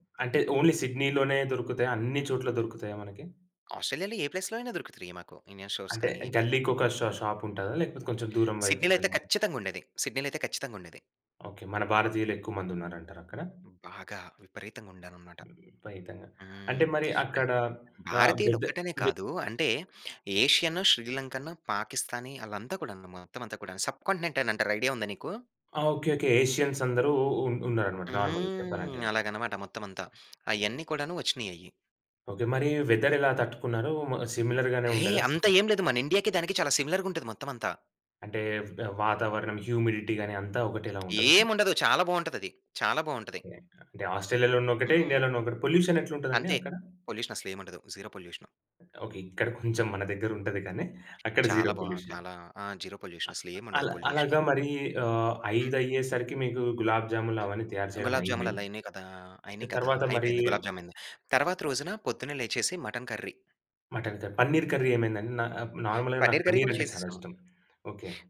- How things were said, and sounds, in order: in English: "ఓన్లీ"; in English: "ప్లేస్‌లో"; in English: "ఇండియన్ స్టోర్స్"; in English: "ష షాప్"; tapping; in English: "సబ్‌కాంటినెంట్"; in English: "ఎసియన్స్"; in English: "నార్మల్‌గా"; in English: "వెదర్"; in English: "సిమిలర్‌గానే"; other background noise; in English: "సిమిలర్‌గా"; in English: "హ్యుమిడిటి"; other noise; in English: "జీరో"; in English: "జీరో పొల్యూషన్"; in English: "జీరో పొల్యూషన్"; in English: "మటన్ కర్రీ"; in English: "మటన్"; in English: "పన్నీర్ కర్రీ"; in English: "నార్మల్‌గా"; in English: "పన్నీర్ కర్రీ"
- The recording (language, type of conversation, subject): Telugu, podcast, అతిథుల కోసం వండేటప్పుడు ఒత్తిడిని ఎలా ఎదుర్కొంటారు?